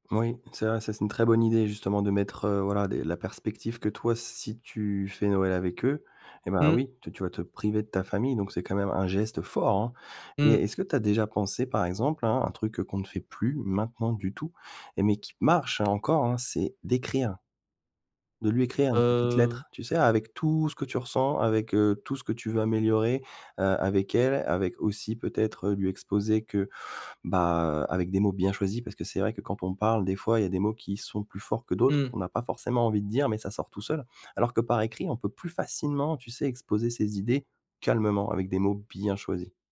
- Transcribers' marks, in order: stressed: "marche"; stressed: "bien"
- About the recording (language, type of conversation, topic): French, advice, Comment puis-je m’excuser sincèrement après une dispute ?